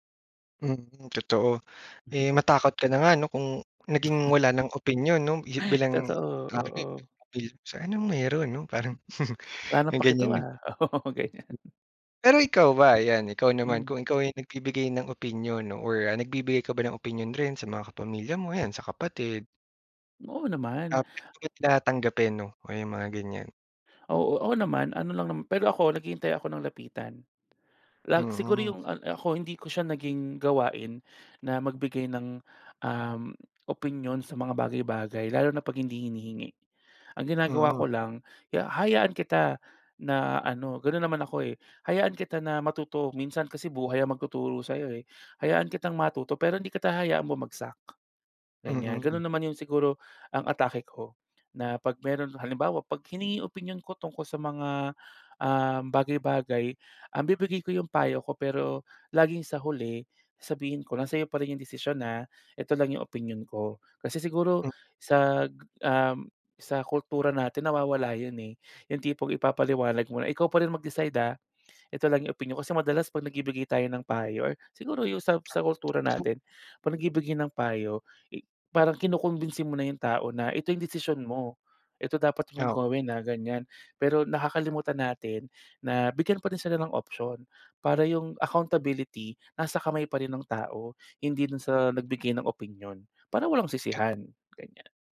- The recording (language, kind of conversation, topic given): Filipino, podcast, Paano mo tinitimbang ang opinyon ng pamilya laban sa sarili mong gusto?
- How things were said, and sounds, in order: gasp; chuckle; gasp; laughing while speaking: "Totoo, oo"; unintelligible speech; laughing while speaking: "Wala ng paki 'to ah, oo, ganyan"; chuckle; unintelligible speech; "na" said as "ng"; gasp; gasp; gasp; gasp; unintelligible speech; in English: "accountability"; unintelligible speech